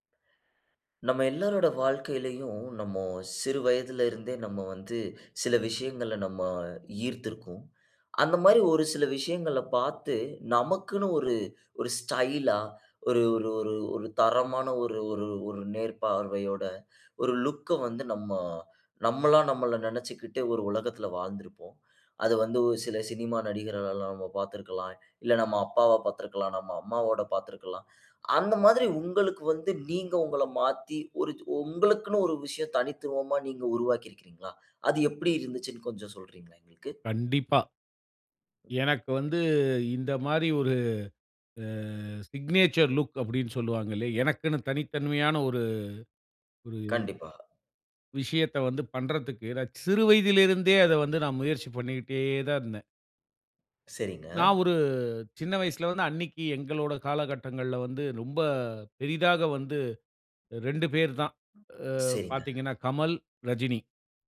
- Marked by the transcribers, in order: other noise; in English: "லுக்"; other background noise; in English: "சிக்னேச்சர் லுக்"
- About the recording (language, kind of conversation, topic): Tamil, podcast, தனித்துவமான ஒரு அடையாள தோற்றம் உருவாக்கினாயா? அதை எப்படி உருவாக்கினாய்?